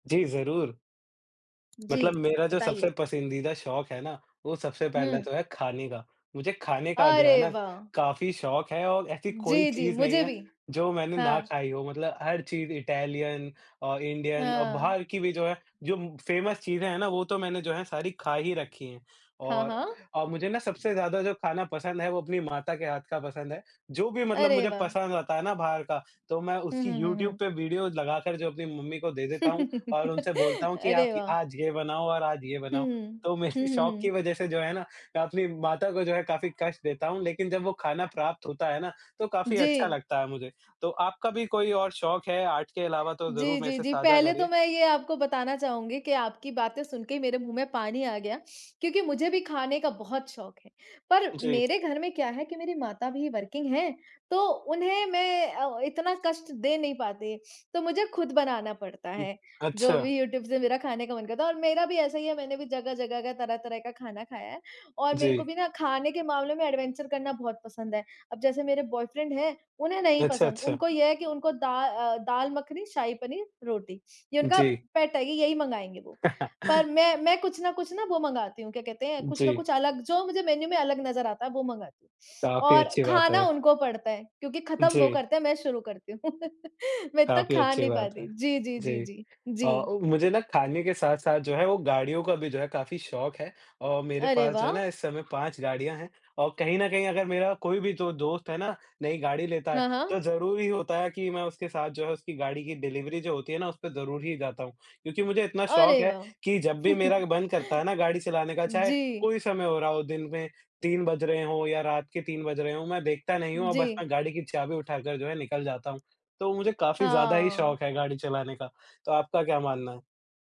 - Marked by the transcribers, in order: tapping; other background noise; in English: "फेमस"; laugh; laughing while speaking: "तो मेरी"; laughing while speaking: "काफ़ी"; in English: "वर्किंग"; in English: "एडवेंचर"; in English: "बॉयफ्रेंड"; chuckle; in English: "मेन्यू"; chuckle; in English: "डिलीवरी"; chuckle
- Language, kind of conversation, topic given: Hindi, unstructured, आपका पसंदीदा शौक क्या है और क्यों?